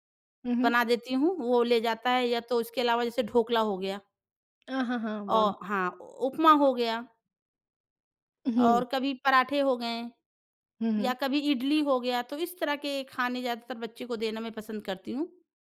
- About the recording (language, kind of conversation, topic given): Hindi, podcast, बिना तैयारी के जब जल्दी खाना बनाना पड़े, तो आप इसे कैसे संभालते हैं?
- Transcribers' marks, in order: none